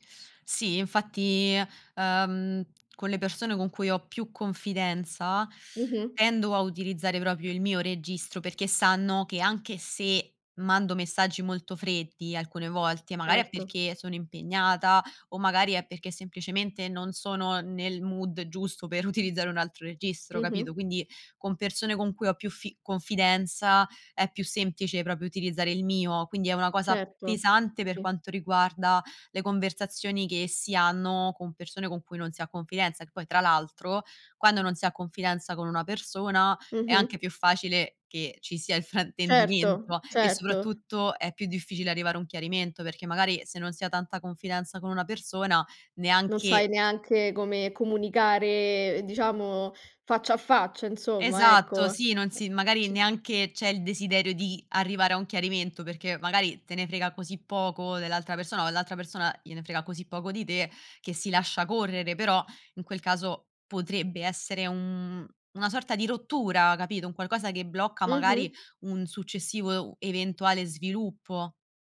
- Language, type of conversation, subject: Italian, podcast, Come affronti fraintendimenti nati dai messaggi scritti?
- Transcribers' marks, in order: "proprio" said as "propio"; in English: "mood"; laughing while speaking: "utilizzare"; "proprio" said as "propio"; laughing while speaking: "fraintendimento"; unintelligible speech